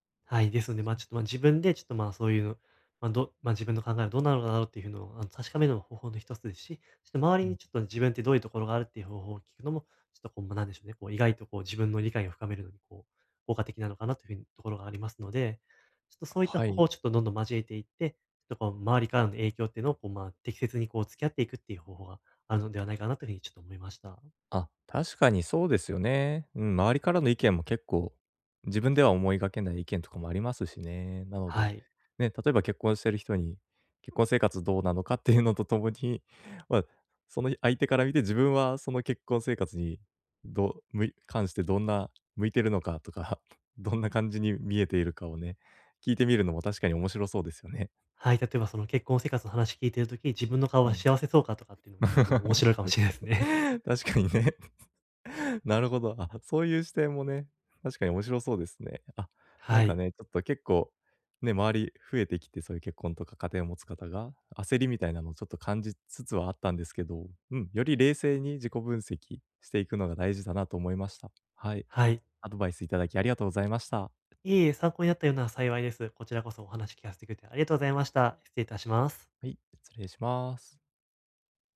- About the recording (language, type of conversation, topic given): Japanese, advice, 周囲と比べて進路の決断を急いでしまうとき、どうすればいいですか？
- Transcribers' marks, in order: other noise; chuckle; laugh; laughing while speaking: "確かに 確かにね"; laughing while speaking: "面白いかもしれないすね"